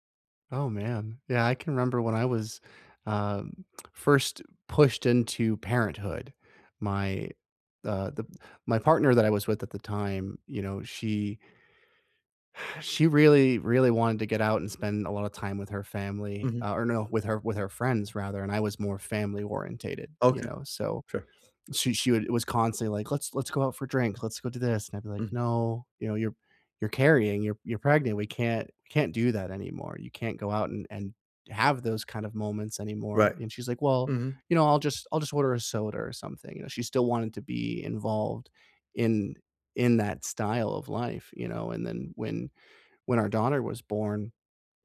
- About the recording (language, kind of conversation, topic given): English, unstructured, How do I balance time between family and friends?
- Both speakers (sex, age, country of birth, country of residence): male, 30-34, United States, United States; male, 40-44, United States, United States
- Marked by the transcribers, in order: lip smack; sigh